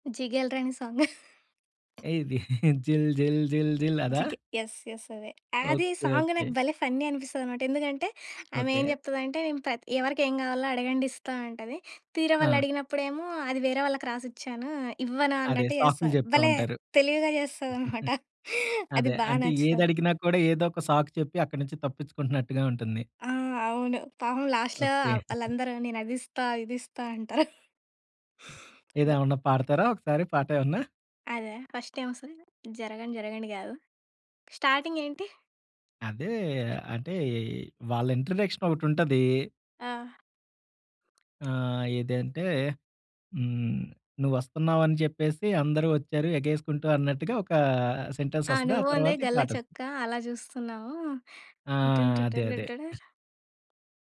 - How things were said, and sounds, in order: in English: "సాంగ్"; giggle; other background noise; giggle; in English: "యస్. యస్"; in English: "అస్ యే సాంగ్"; in English: "ఫన్నీ"; giggle; in English: "లాస్ట్‌లో"; giggle; giggle; in English: "ఫస్ట్"; in English: "స్టార్టింగ్"; in English: "ఇంట్రడక్షన్"; in English: "సెంటెన్స్"; humming a tune
- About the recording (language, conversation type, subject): Telugu, podcast, ఏ పాట వినగానే మీకు ఏడుపు వచ్చేదిగా లేదా మనసు కలతపడేదిగా అనిపిస్తుంది?